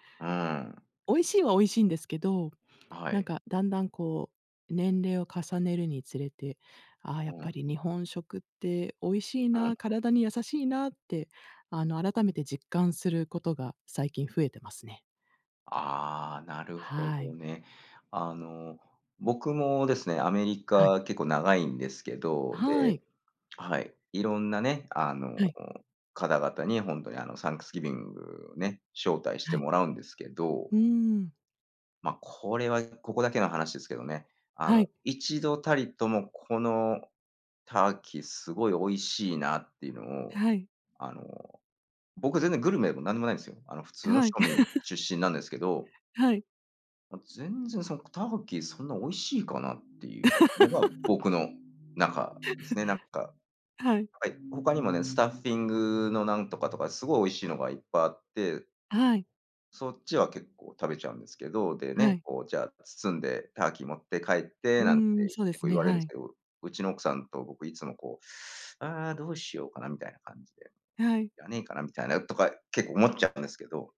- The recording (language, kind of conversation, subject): Japanese, unstructured, あなたの地域の伝統的な料理は何ですか？
- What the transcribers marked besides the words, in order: in English: "サンクスギビング"; laugh; other street noise; laugh; chuckle; in English: "スタッフィング"; other background noise